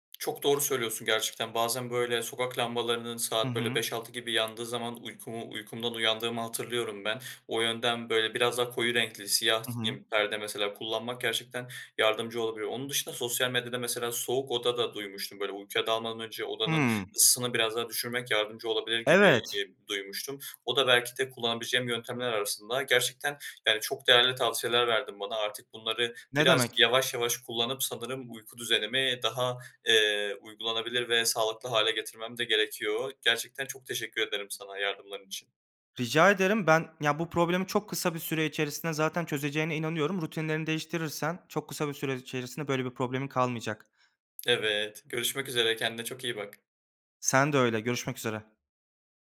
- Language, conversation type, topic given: Turkish, advice, Gece ekran kullanımı uykumu nasıl bozuyor ve bunu nasıl düzeltebilirim?
- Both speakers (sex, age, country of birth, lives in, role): male, 20-24, Turkey, Germany, user; male, 25-29, Turkey, Germany, advisor
- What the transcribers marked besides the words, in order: other background noise; unintelligible speech; tapping